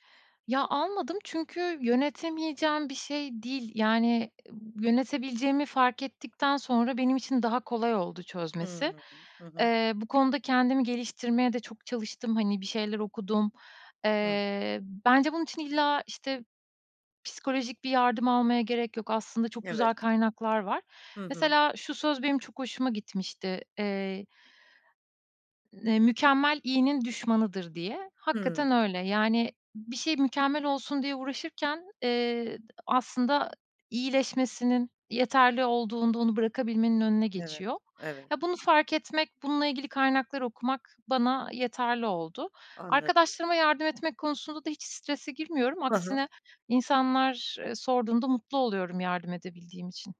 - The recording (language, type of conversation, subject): Turkish, podcast, Stres ve tükenmişlikle nasıl başa çıkıyorsun?
- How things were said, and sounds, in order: other noise; other background noise